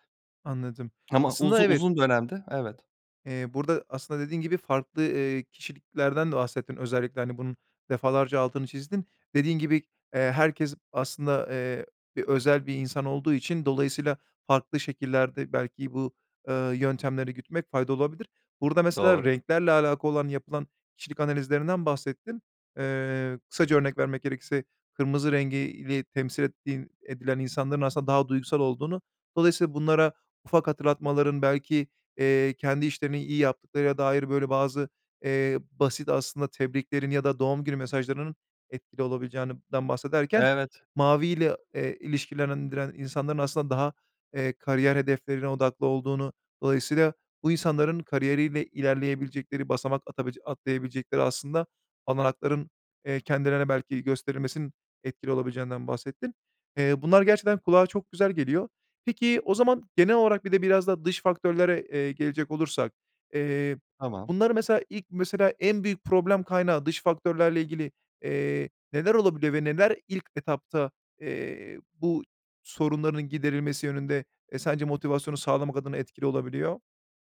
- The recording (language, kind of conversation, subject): Turkish, podcast, Motivasyonu düşük bir takımı nasıl canlandırırsın?
- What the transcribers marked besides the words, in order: other background noise